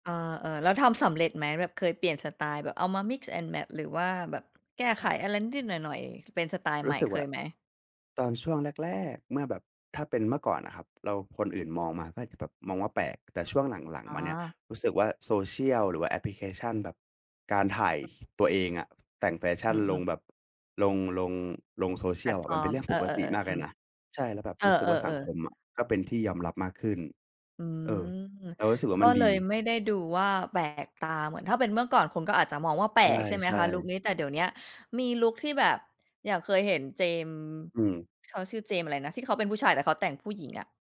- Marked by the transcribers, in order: in English: "Mix and Match"; tapping; other background noise
- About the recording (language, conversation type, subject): Thai, podcast, ถ้างบจำกัด คุณเลือกซื้อเสื้อผ้าแบบไหน?